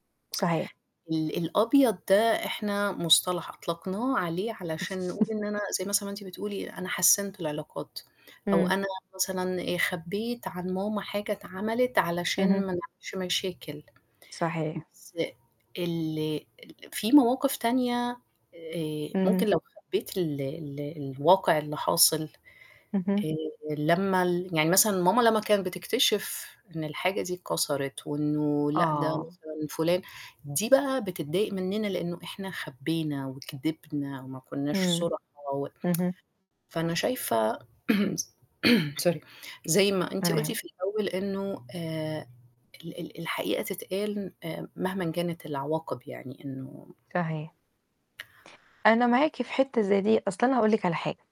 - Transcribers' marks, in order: chuckle; tsk; throat clearing
- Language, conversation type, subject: Arabic, unstructured, هل شايف إن الكذب الأبيض مقبول؟ وإمتى وليه؟